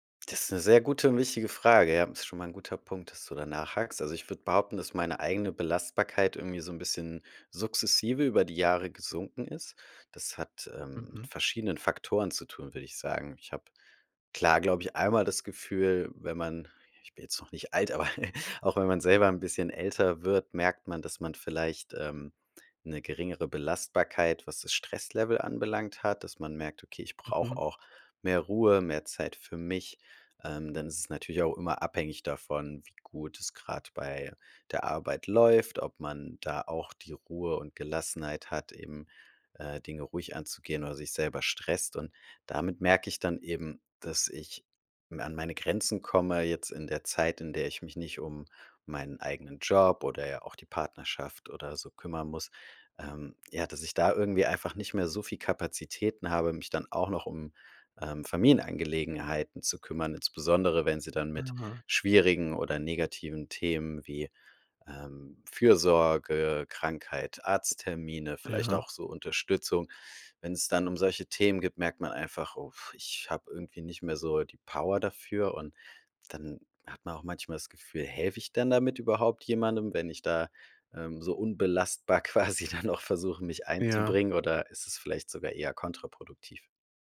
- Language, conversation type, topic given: German, advice, Wie kann ich mit Schuldgefühlen gegenüber meiner Familie umgehen, weil ich weniger belastbar bin?
- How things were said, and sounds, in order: laughing while speaking: "aber"; chuckle; other background noise; laughing while speaking: "quasi dann auch"